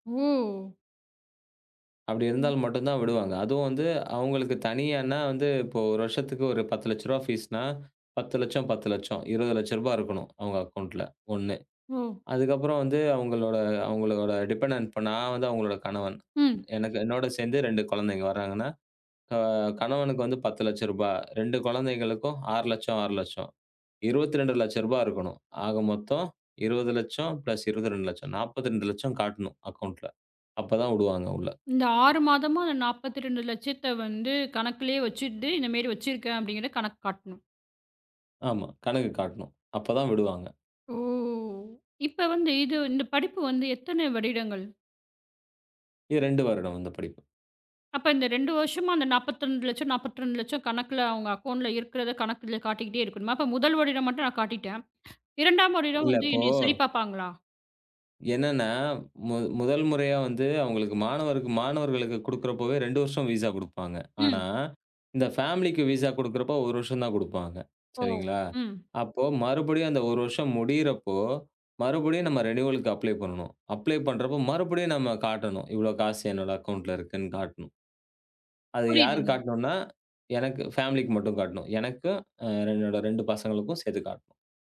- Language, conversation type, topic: Tamil, podcast, விசா பிரச்சனை காரணமாக உங்கள் பயணம் பாதிக்கப்பட்டதா?
- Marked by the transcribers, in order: drawn out: "ஓ!"; in English: "பீஸ்ன்னா"; tapping; in English: "அக்கவுண்டன்ட்ல"; in English: "டிபென்டெனட்"; in English: "பிளஸ்"; in English: "அக்கவுண்டன்ட்ல"; drawn out: "ஓ!"; other noise; "வருடங்கள்" said as "வரிடங்கள்"; in English: "அக்கவுண்ட்"; inhale; in English: "விஸா"; in English: "விஸா"; in English: "ரெனிவலுக்கு அப்ளை"; in English: "அப்ளை"; in English: "அக்கவுண்டன்ட்ல"